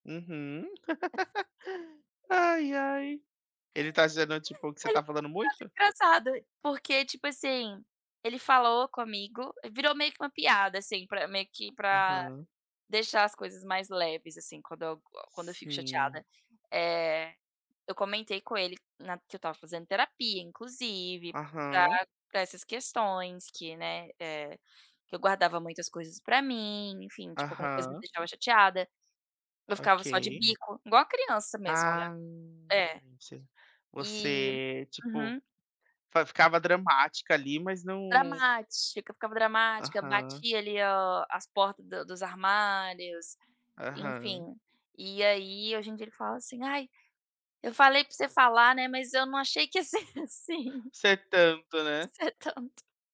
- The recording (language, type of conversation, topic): Portuguese, unstructured, O que você acha que é essencial para um relacionamento saudável?
- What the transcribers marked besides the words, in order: laugh; unintelligible speech; tapping; laughing while speaking: "que ia ser assim"; laughing while speaking: "Ser tanto"